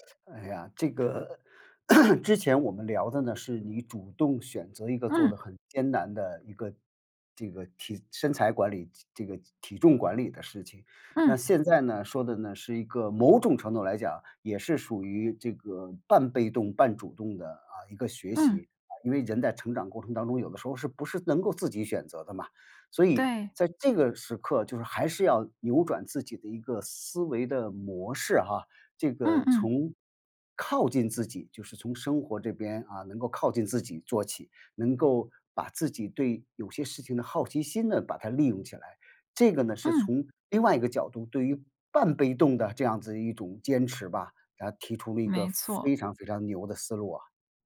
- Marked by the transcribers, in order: tapping; throat clearing
- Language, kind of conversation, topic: Chinese, podcast, 你觉得让你坚持下去的最大动力是什么？